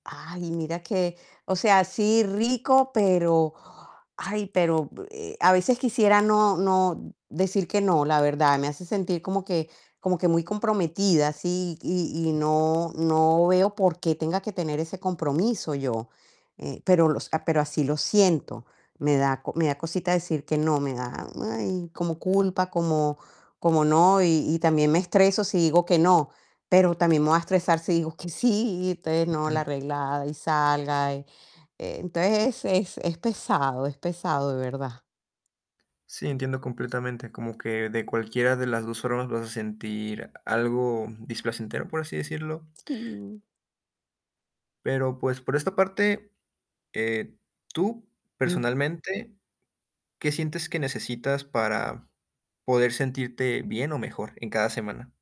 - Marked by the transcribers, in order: distorted speech; other noise; tapping
- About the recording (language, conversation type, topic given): Spanish, advice, ¿Cómo puedo manejar mi agenda social y mis compromisos cuando me están agobiando?